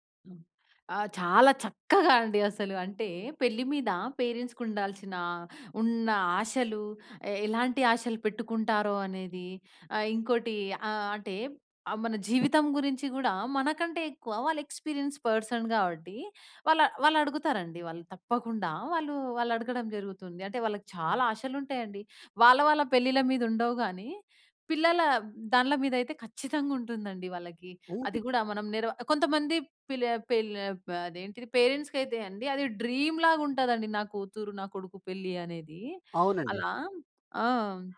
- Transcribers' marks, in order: in English: "పేరెంట్స్‌కి"; in English: "ఎక్స్‌పీరియన్స్ పర్సన్"; in English: "పేరెంట్స్‌కి"; in English: "డ్రీమ్‌లాగ"
- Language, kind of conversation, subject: Telugu, podcast, పెళ్లి విషయంలో మీ కుటుంబం మీ నుంచి ఏవేవి ఆశిస్తుంది?